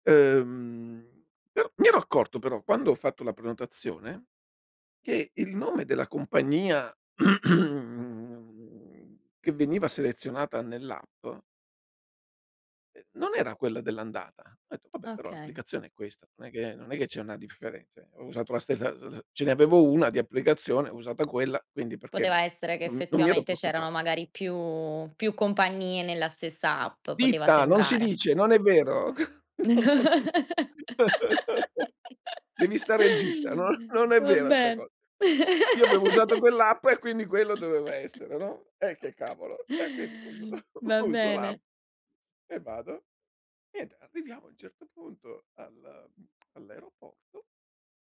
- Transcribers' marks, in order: throat clearing; "cioè" said as "ceh"; laugh; laughing while speaking: "No, no, no, no"; laughing while speaking: "Va ben"; laugh; laughing while speaking: "non"; laugh; chuckle; laugh; laughing while speaking: "uso"; tapping
- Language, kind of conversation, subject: Italian, podcast, Hai una storia divertente su un imprevisto capitato durante un viaggio?